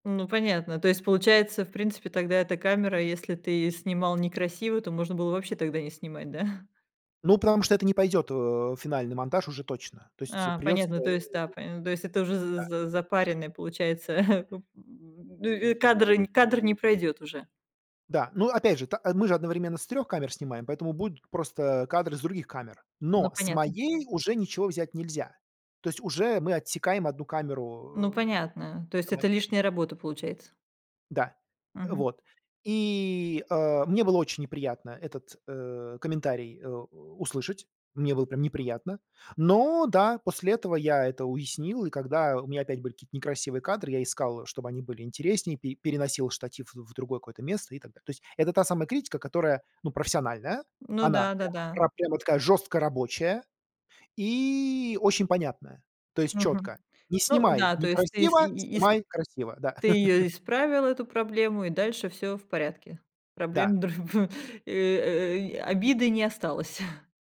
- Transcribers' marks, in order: chuckle; chuckle; tapping; other background noise; chuckle; chuckle
- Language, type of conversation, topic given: Russian, podcast, Как ты реагируешь на критику своих работ?